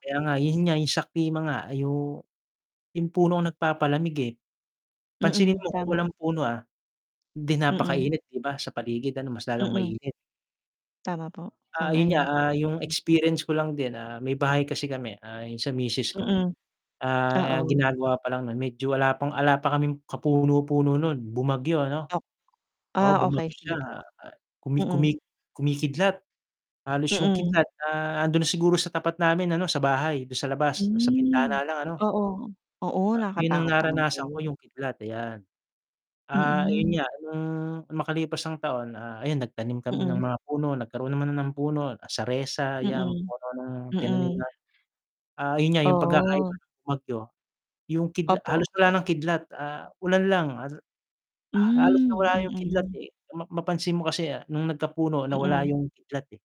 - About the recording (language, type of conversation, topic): Filipino, unstructured, Bakit mahalaga ang pagtatanim ng puno sa ating paligid?
- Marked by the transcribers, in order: distorted speech; static; background speech; tapping